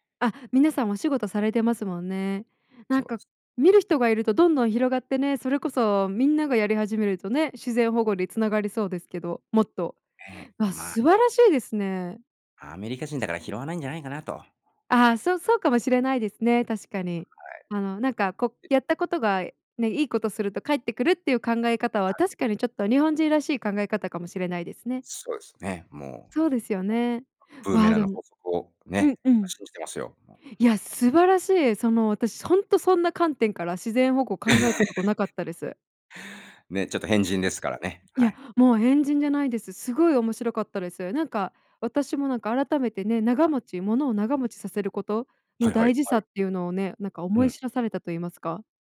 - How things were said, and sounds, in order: other background noise; other noise; laugh; unintelligible speech
- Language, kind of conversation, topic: Japanese, podcast, 日常生活の中で自分にできる自然保護にはどんなことがありますか？